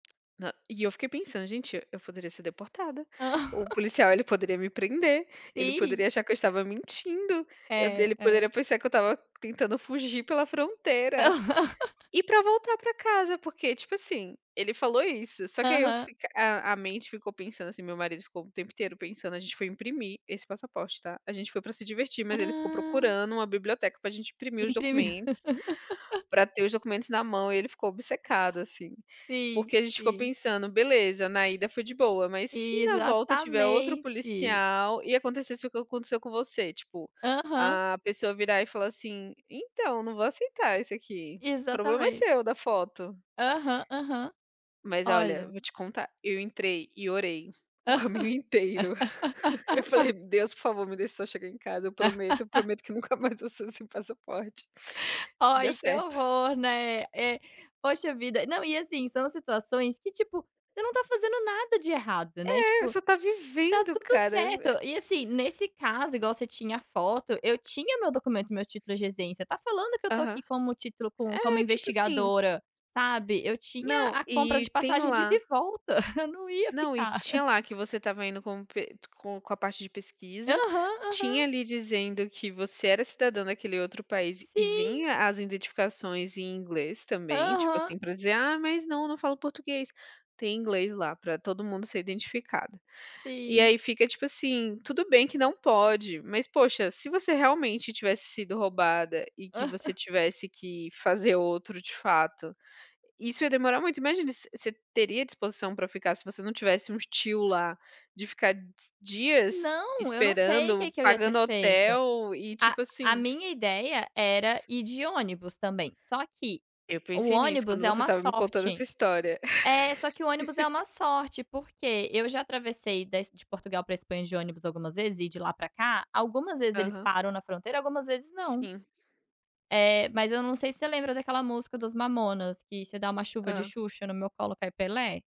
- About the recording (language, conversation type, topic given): Portuguese, unstructured, Qual foi a experiência mais inesperada que você já teve em uma viagem?
- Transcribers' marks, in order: tapping; laugh; laugh; laugh; laugh; laugh; laughing while speaking: "nunca mais vou sair sem passaporte"; chuckle; laughing while speaking: "Aham"; laugh; other background noise